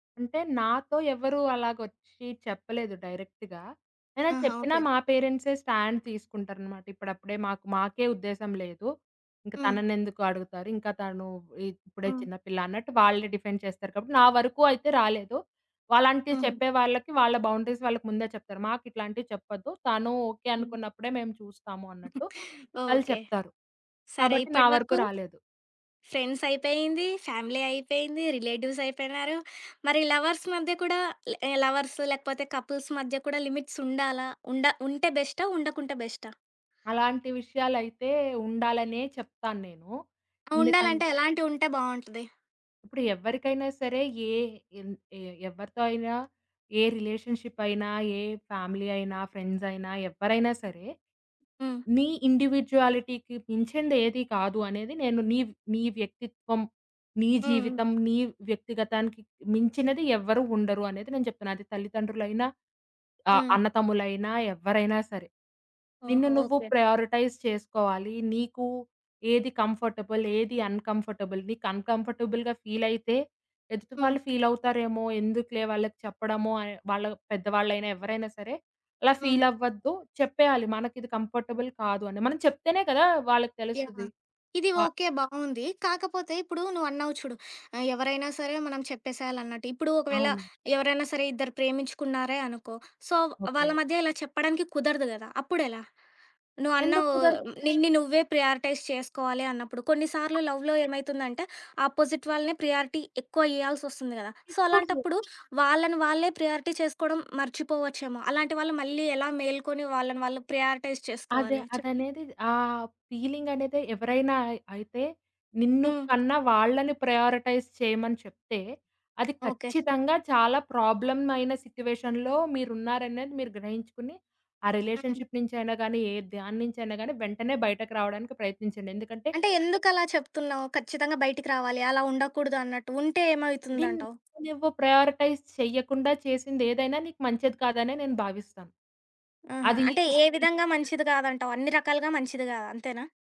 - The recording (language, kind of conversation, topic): Telugu, podcast, పెద్దవారితో సరిహద్దులు పెట్టుకోవడం మీకు ఎలా అనిపించింది?
- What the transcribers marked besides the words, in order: in English: "డైరెక్ట్‌గా"; in English: "స్టాండ్"; in English: "డిఫెండ్"; in English: "బౌండరీస్"; chuckle; in English: "ఫ్రెండ్స్"; in English: "ఫ్యామిలీ"; in English: "రిలేటివ్స్"; in English: "లవర్స్"; in English: "ల లవర్స్"; in English: "కపుల్స్"; in English: "లిమిట్స్"; in English: "రిలేషన్‌షిప్"; in English: "ఫ్యామిలీ"; in English: "ఫ్రెండ్స్"; in English: "ఇండివిడ్యువాలిటీకి"; in English: "ప్రయారిటైజ్"; in English: "కంఫర్టబుల్"; in English: "అన్‌కంఫర్టబుల్"; in English: "అన్‌కంఫర్టబుల్‌గా ఫీల్"; in English: "ఫీల్"; in English: "ఫీల్"; in English: "కంఫర్టబుల్"; in English: "సో"; in English: "ప్రియారిటైజ్"; in English: "లవ్‌లో"; other background noise; in English: "ఆపోజిట్"; in English: "ప్రియారిటీ"; in English: "సో"; in English: "ప్రియారిటీ"; in English: "ప్రియారిటైజ్"; in English: "ఫీలింగ్"; in English: "ప్రయారిటైజ్"; in English: "ప్రాబ్లమ్"; in English: "సిట్యుయేషన్‌లో"; in English: "రిలేషన్‌షి‌ప్"; in English: "ప్రయరిటైజ్"